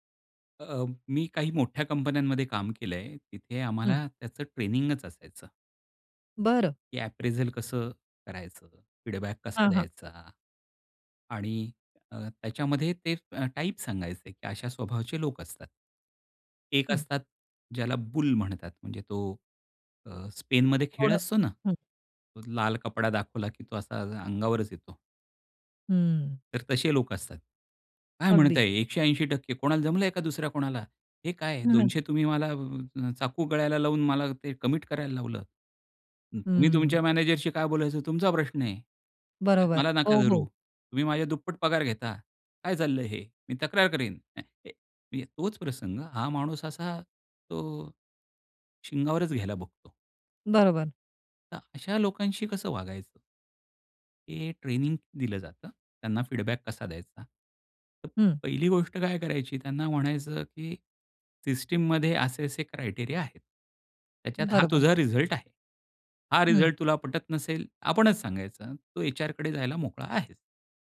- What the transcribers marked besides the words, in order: in English: "अप्रिझल"; in English: "फीडबॅक"; in English: "बुल"; tapping; in English: "कमिट"; in English: "फीडबॅक"; in English: "क्रायटेरिया"
- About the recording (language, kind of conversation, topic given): Marathi, podcast, फीडबॅक देताना तुमची मांडणी कशी असते?